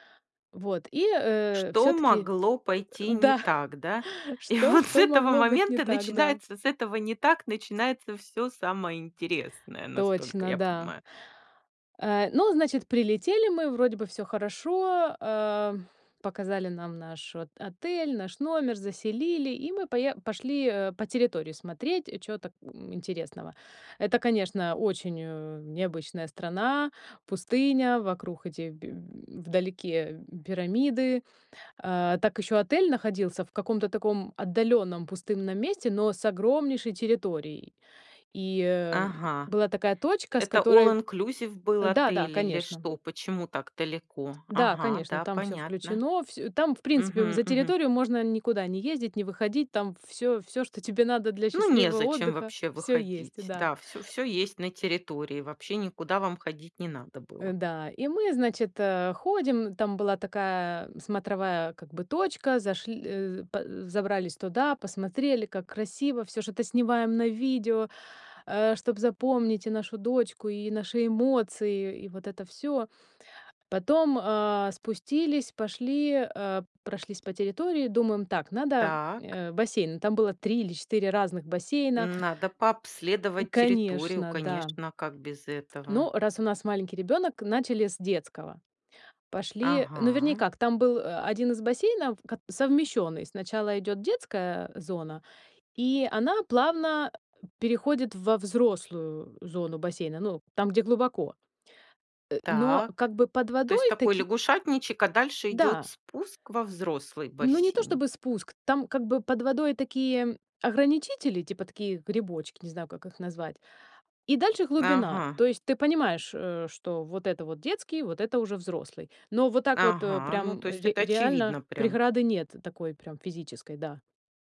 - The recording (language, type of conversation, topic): Russian, podcast, Какое путешествие запомнилось вам больше всего?
- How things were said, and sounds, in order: chuckle; laughing while speaking: "И вот с этого"; tapping